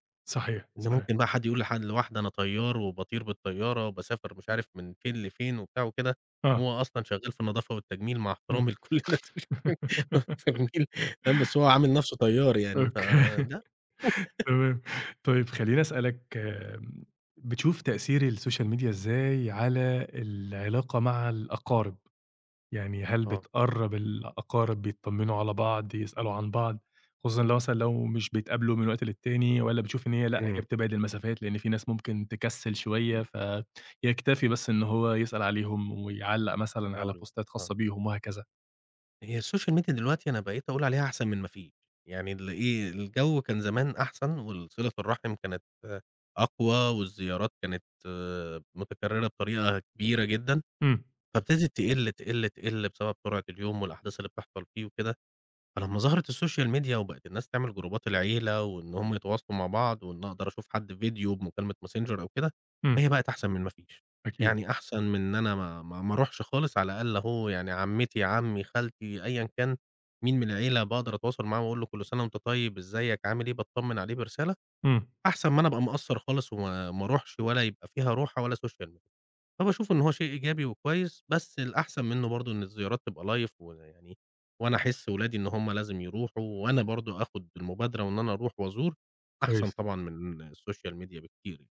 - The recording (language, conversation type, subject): Arabic, podcast, إيه رأيك في تأثير السوشيال ميديا على العلاقات؟
- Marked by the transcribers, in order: giggle; laughing while speaking: "لكل الناس اللي شغ"; unintelligible speech; laughing while speaking: "أوكي"; chuckle; in English: "الSocial media"; in English: "بوستات"; in English: "الsocial media"; in English: "الsocial media"; in English: "جروبات"; in English: "social media"; in English: "live"; in English: "الsocial media"